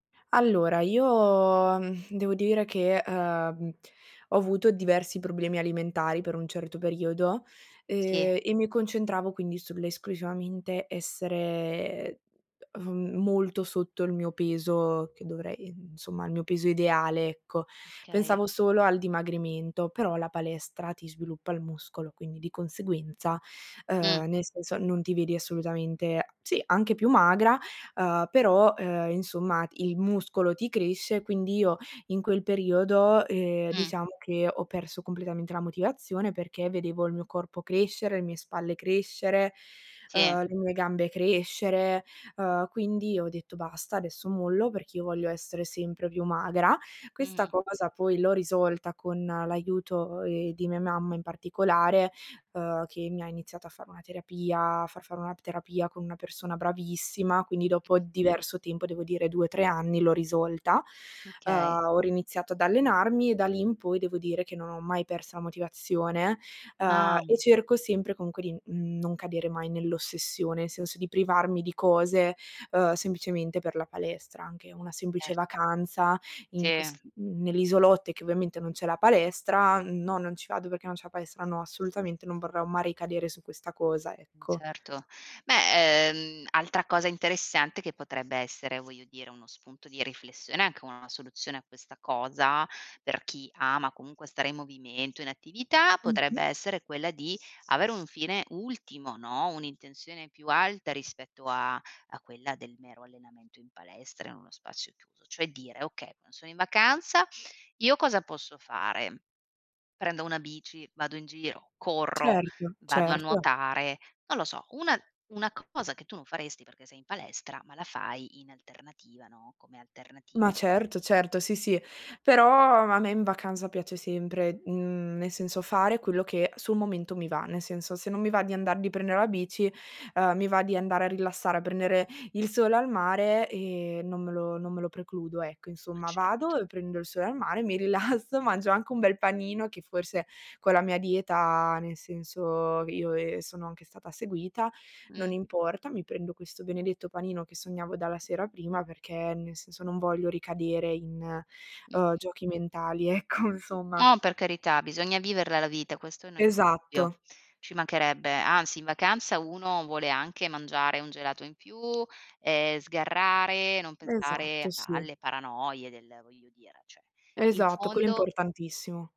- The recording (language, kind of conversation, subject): Italian, unstructured, Come posso restare motivato a fare esercizio ogni giorno?
- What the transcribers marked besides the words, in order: other background noise; laughing while speaking: "rilasso"; laughing while speaking: "ecco"; unintelligible speech; "cioè" said as "ceh"